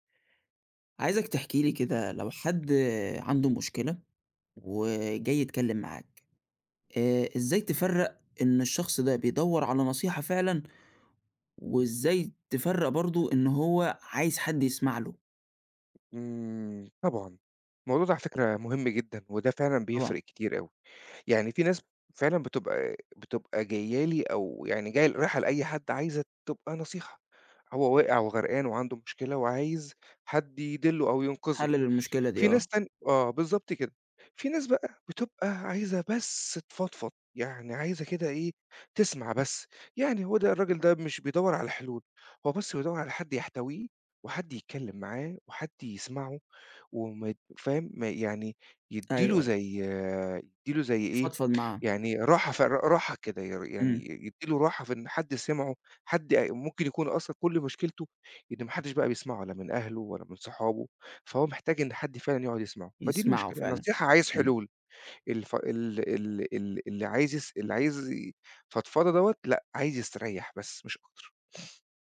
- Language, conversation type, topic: Arabic, podcast, إزاي تعرف الفرق بين اللي طالب نصيحة واللي عايزك بس تسمع له؟
- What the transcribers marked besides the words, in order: sniff